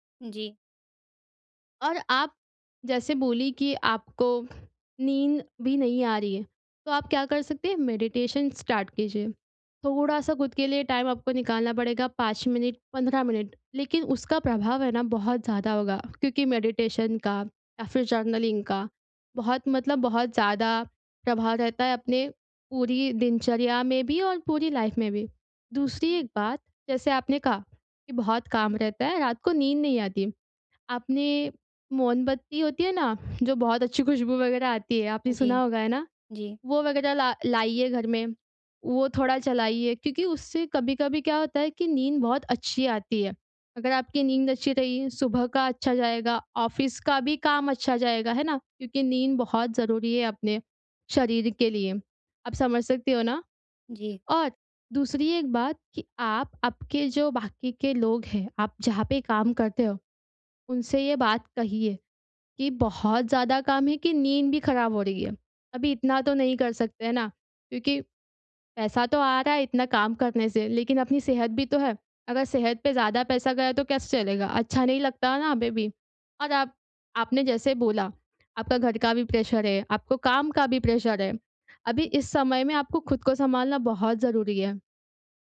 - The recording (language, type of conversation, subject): Hindi, advice, आराम के लिए समय निकालने में मुझे कठिनाई हो रही है—मैं क्या करूँ?
- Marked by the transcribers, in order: in English: "मेडिटेशन स्टार्ट"; in English: "टाइम"; in English: "मेडिटेशन"; in English: "जर्नलिंग"; in English: "लाइफ़"; in English: "ऑफ़िस"; in English: "प्रेशर"; in English: "प्रेशर"